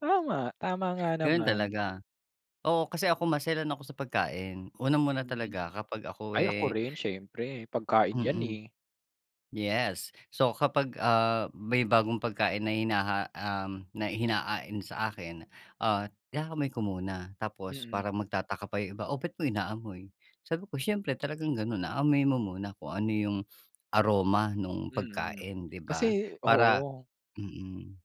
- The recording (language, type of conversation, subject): Filipino, podcast, Ano ang paborito mong paraan para tuklasin ang mga bagong lasa?
- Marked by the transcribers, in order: none